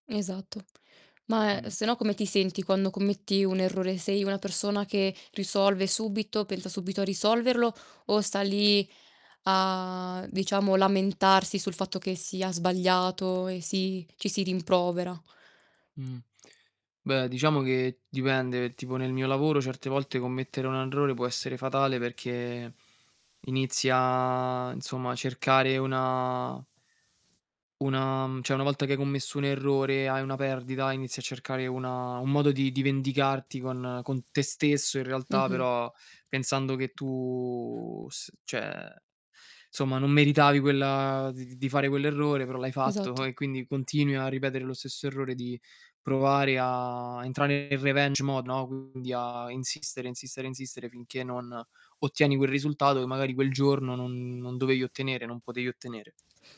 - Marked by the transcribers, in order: distorted speech; other background noise; drawn out: "a"; tapping; "errore" said as "arrore"; static; "cioè" said as "ceh"; "cioè" said as "ceh"; laughing while speaking: "e"; in English: "revenge mode"
- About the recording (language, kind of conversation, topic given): Italian, unstructured, Come affronti i tuoi errori nella vita?